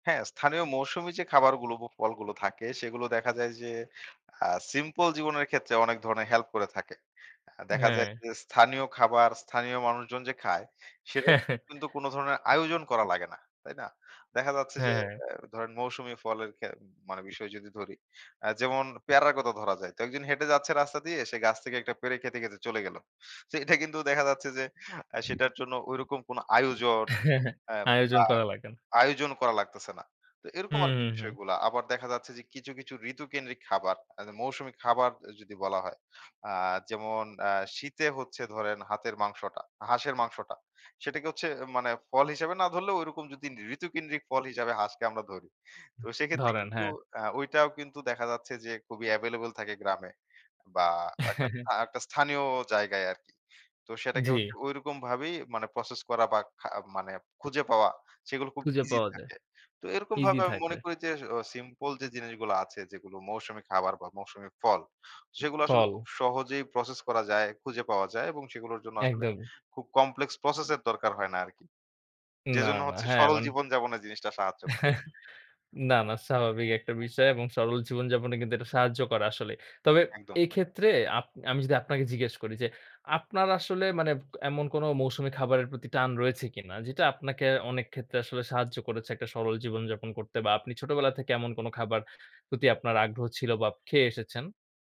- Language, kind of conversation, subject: Bengali, podcast, স্থানীয় মরসুমি খাবার কীভাবে সরল জীবনযাপনে সাহায্য করে?
- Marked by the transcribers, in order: chuckle; laughing while speaking: "সো এটা কিন্তু দেখা যাচ্ছে যে"; chuckle; laughing while speaking: "আয়োজন করা লাগে না"; laughing while speaking: "ঋতুকেন্দ্রিক ফল হিসাবে হাঁসকে আমরা ধরি"; in English: "অ্যাভেইলেবল"; chuckle; in English: "কমপ্লেক্স"; chuckle